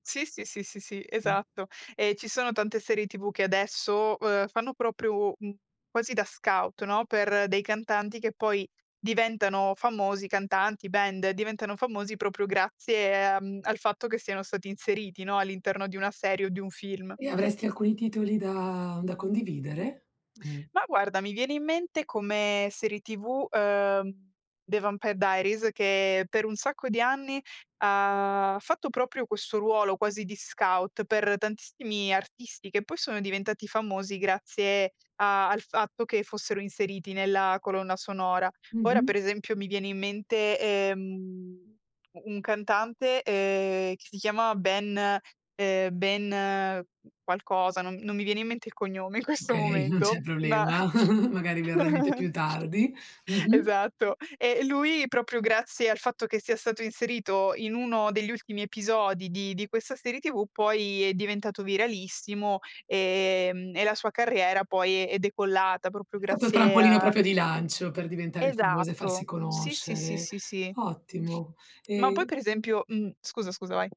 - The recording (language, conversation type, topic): Italian, podcast, Che ruolo ha la colonna sonora nei tuoi film preferiti?
- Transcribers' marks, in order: drawn out: "ehm"; laughing while speaking: "non c'è problema"; laughing while speaking: "in questo momento"; snort; chuckle; "proprio" said as "propro"; other background noise